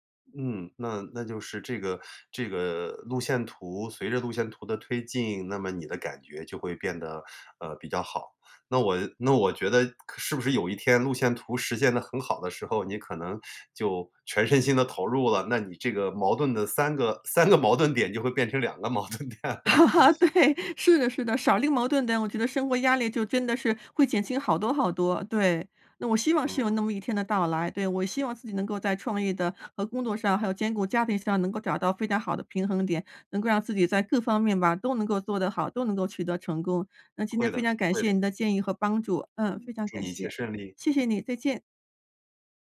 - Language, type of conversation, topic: Chinese, advice, 平衡创业与个人生活
- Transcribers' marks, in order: laughing while speaking: "三 个矛盾点"; laughing while speaking: "矛盾点了"; laugh; laughing while speaking: "对"; other background noise